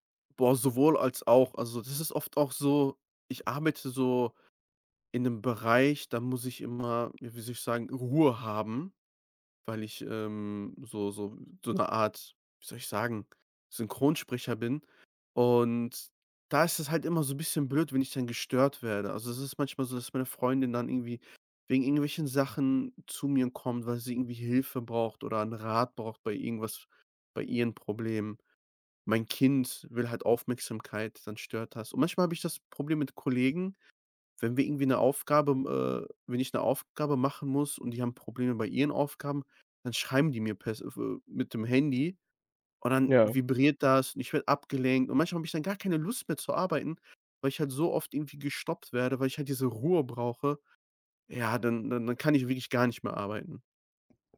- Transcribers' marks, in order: none
- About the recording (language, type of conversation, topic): German, advice, Wie kann ich mit häufigen Unterbrechungen durch Kollegen oder Familienmitglieder während konzentrierter Arbeit umgehen?